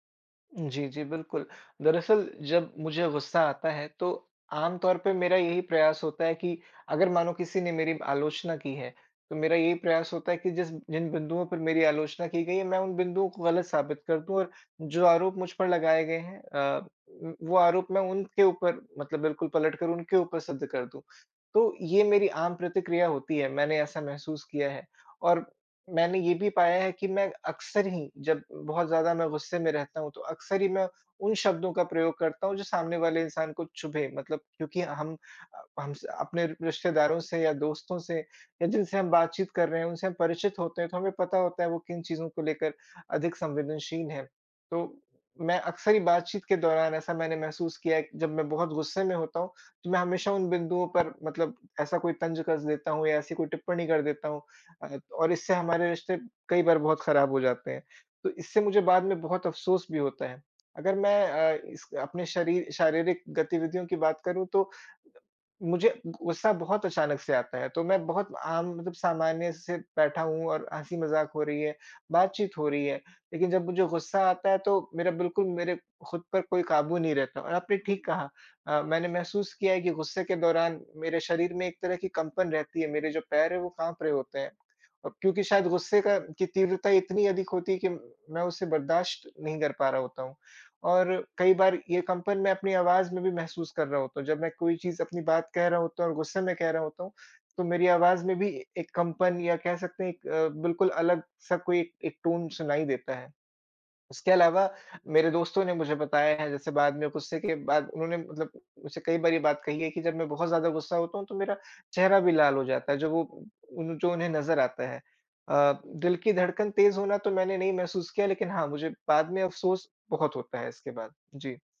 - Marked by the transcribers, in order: tapping; other background noise; in English: "टोन"
- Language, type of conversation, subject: Hindi, advice, जब मुझे अचानक गुस्सा आता है और बाद में अफसोस होता है, तो मैं इससे कैसे निपटूँ?